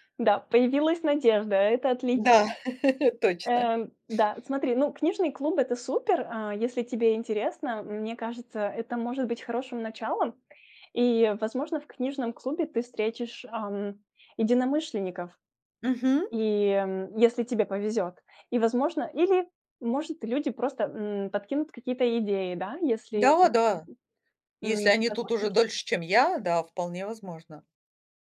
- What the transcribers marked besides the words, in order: laugh; other background noise
- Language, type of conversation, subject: Russian, advice, Что делать, если после переезда вы чувствуете потерю привычной среды?